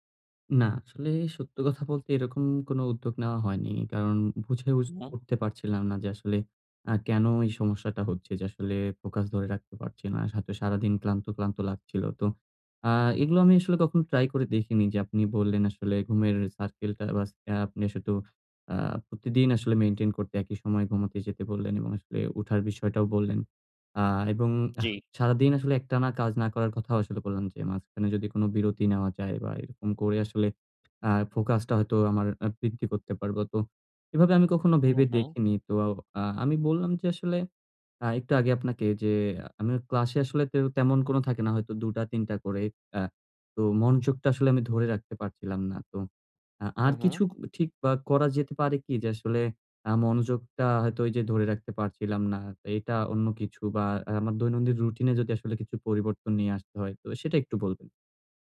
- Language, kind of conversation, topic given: Bengali, advice, কীভাবে আমি দীর্ঘ সময় মনোযোগ ধরে রেখে কর্মশক্তি বজায় রাখতে পারি?
- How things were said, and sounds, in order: tapping; other background noise